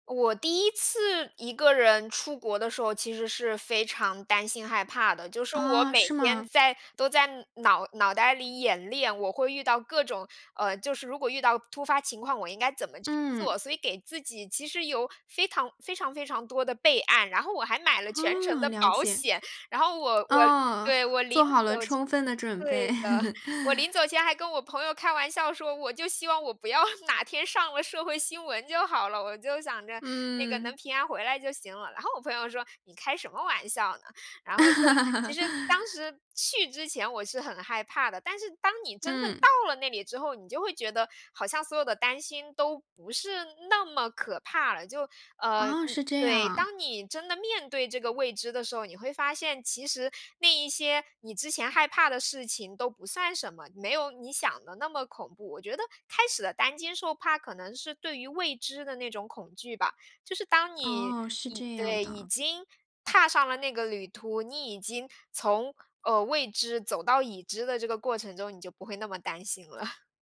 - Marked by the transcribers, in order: chuckle; laughing while speaking: "要"; laughing while speaking: "了"
- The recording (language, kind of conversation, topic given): Chinese, podcast, 你是在什么时候决定追随自己的兴趣的？